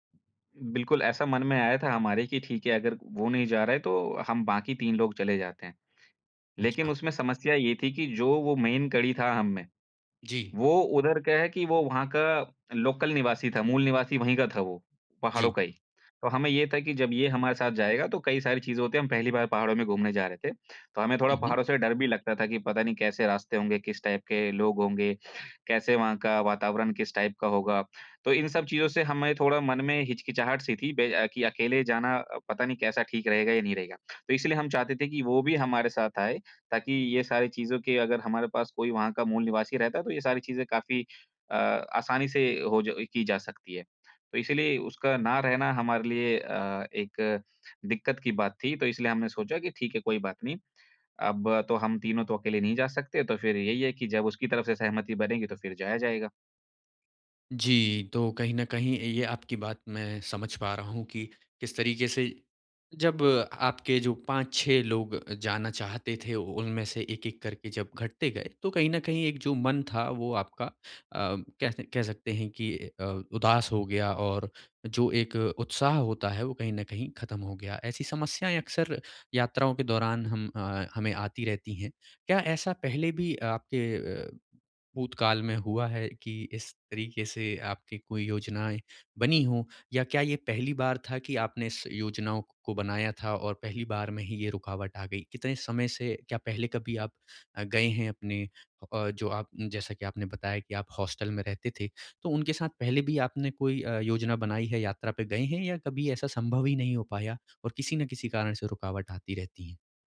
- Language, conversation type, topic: Hindi, advice, अचानक यात्रा रुक जाए और योजनाएँ बदलनी पड़ें तो क्या करें?
- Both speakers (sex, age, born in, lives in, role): male, 25-29, India, India, advisor; male, 30-34, India, India, user
- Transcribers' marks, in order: in English: "मेन"; in English: "टाइप"; in English: "टाइप"; in English: "हॉस्टल"